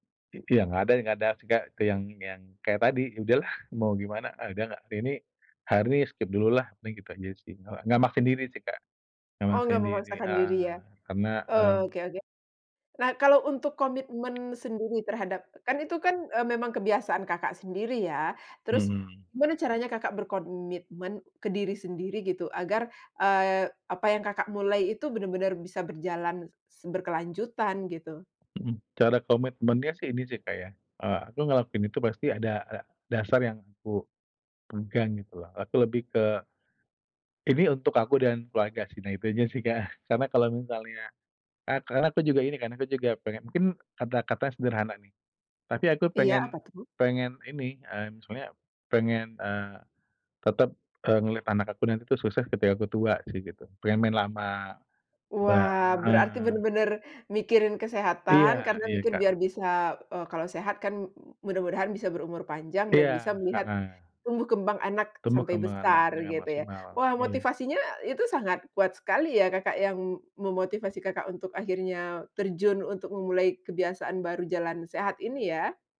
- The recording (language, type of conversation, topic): Indonesian, podcast, Bagaimana cara kamu mulai membangun kebiasaan baru?
- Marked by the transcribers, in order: tapping; other background noise; "berkomitmen" said as "berkonmitmen"; other noise